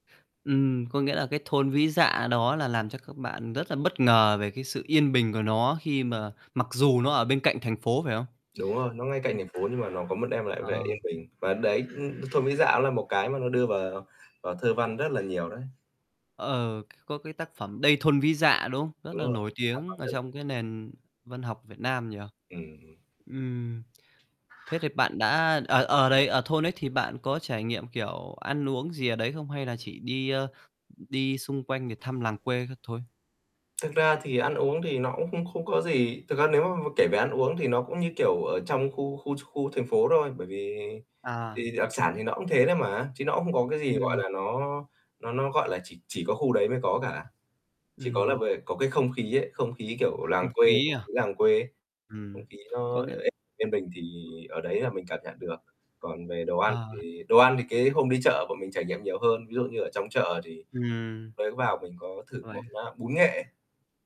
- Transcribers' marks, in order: other background noise; distorted speech; static; tapping
- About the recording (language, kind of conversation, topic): Vietnamese, podcast, Kỷ niệm du lịch đáng nhớ nhất của bạn là gì?